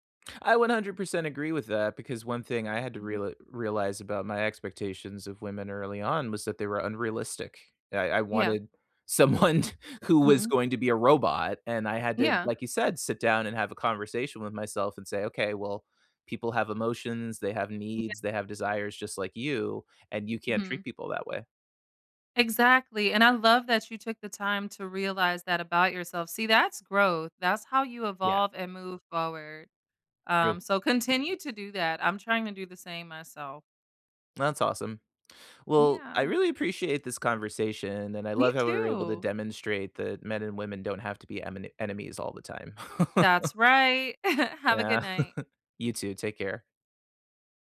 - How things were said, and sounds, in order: laughing while speaking: "someone"; chuckle
- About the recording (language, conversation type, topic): English, unstructured, How can I tell I'm holding someone else's expectations, not my own?
- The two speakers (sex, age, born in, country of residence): female, 35-39, United States, United States; male, 40-44, United States, United States